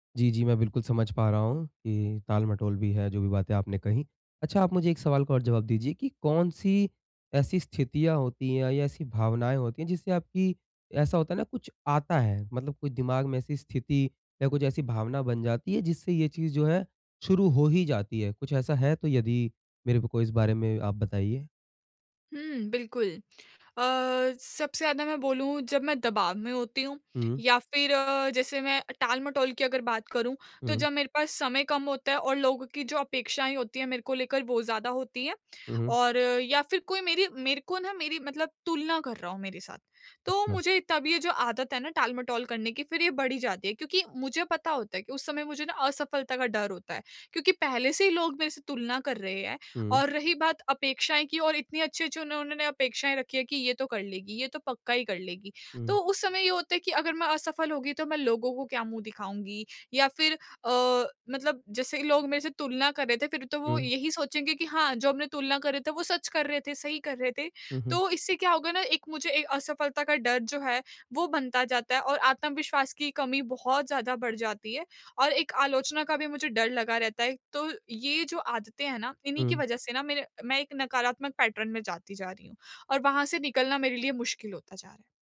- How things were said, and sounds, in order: in English: "पैटर्न"
- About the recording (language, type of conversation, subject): Hindi, advice, मैं नकारात्मक पैटर्न तोड़ते हुए नए व्यवहार कैसे अपनाऊँ?